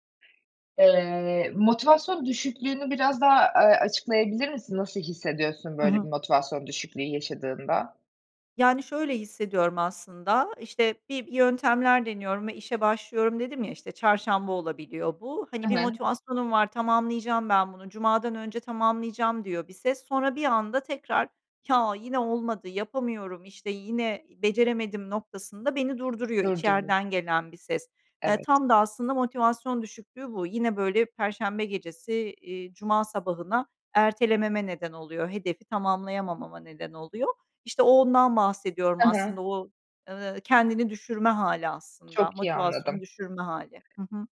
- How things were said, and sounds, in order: other background noise
- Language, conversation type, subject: Turkish, advice, Mükemmeliyetçilik yüzünden hedeflerini neden tamamlayamıyorsun?